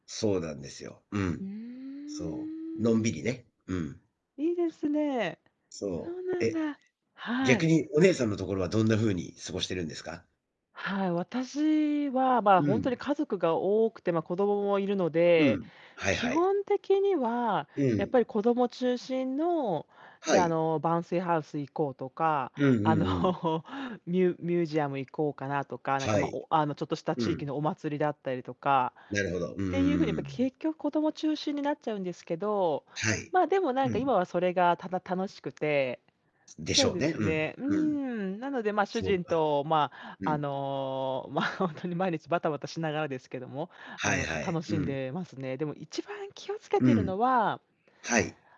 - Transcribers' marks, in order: static; tapping; in English: "bouncy house"; laughing while speaking: "あの"; distorted speech; laughing while speaking: "ま、ほんとに毎日バタバタ"
- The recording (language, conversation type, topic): Japanese, unstructured, 家族や友達とは、普段どのように時間を過ごしていますか？